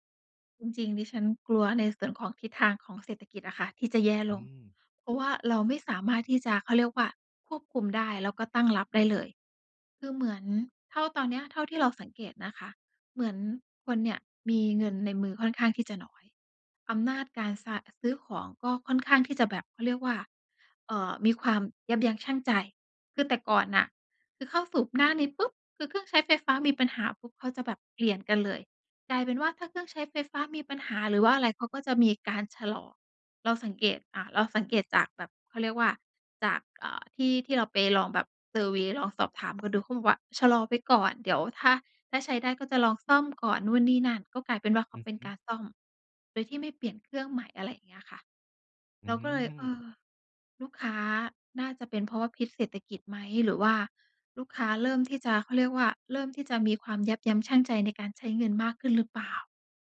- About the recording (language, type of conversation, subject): Thai, advice, ฉันจะรับมือกับความกลัวและความล้มเหลวได้อย่างไร
- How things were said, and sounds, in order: none